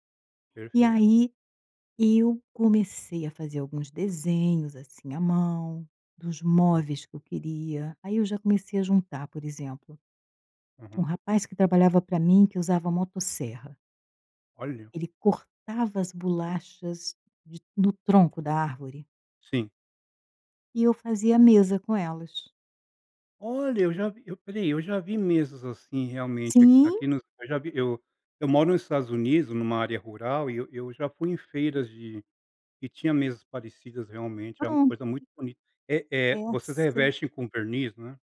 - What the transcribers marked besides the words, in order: tapping
- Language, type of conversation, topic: Portuguese, podcast, Você pode me contar uma história que define o seu modo de criar?